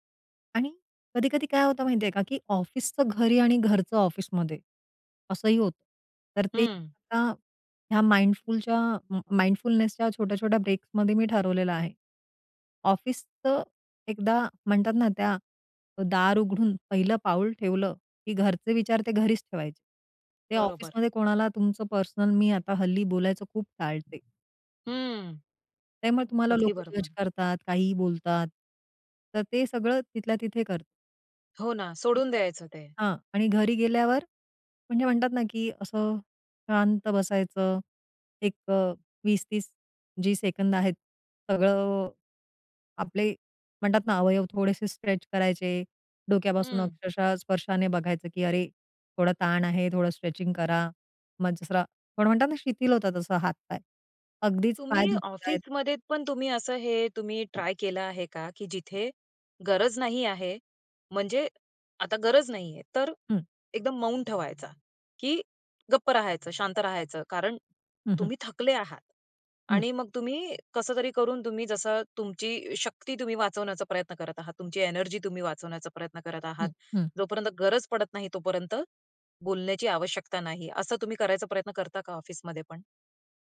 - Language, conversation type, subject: Marathi, podcast, दैनंदिन जीवनात जागरूकतेचे छोटे ब्रेक कसे घ्यावेत?
- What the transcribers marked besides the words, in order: in English: "माइंडफुलच्या माइंडफुलनेसच्या"; in English: "ब्रेकमध्ये"; other background noise; in English: "ट्राय"; in English: "एनर्जी"